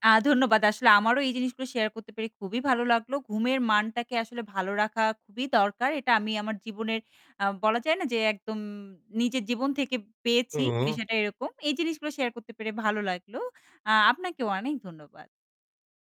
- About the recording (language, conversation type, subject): Bengali, podcast, ভালো ঘুমের মান বজায় রাখতে আপনি কী কী অভ্যাস অনুসরণ করেন?
- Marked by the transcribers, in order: static